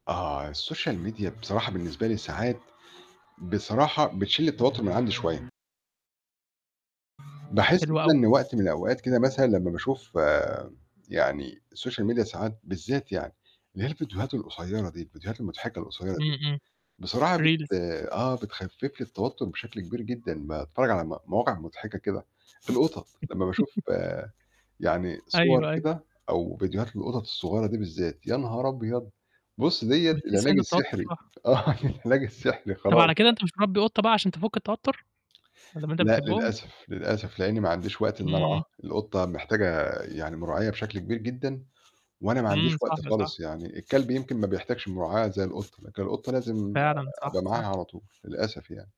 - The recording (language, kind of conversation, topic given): Arabic, podcast, إزاي بتتعامل مع التوتر كل يوم؟
- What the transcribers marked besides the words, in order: in English: "السوشيال ميديا"; other background noise; in English: "السوشيال ميديا"; in English: "Reels"; chuckle; laughing while speaking: "آه"